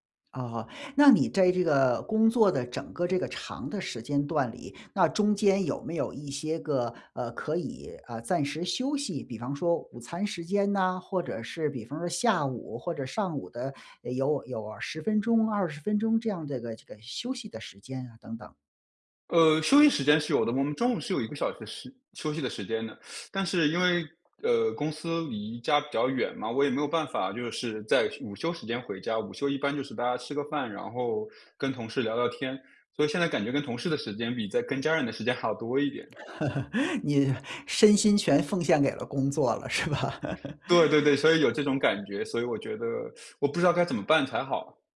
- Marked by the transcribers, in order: tapping; teeth sucking; laugh; laughing while speaking: "是吧？"; other background noise; laugh; teeth sucking
- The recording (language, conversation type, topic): Chinese, advice, 工作和生活时间总是冲突，我该怎么安排才能兼顾两者？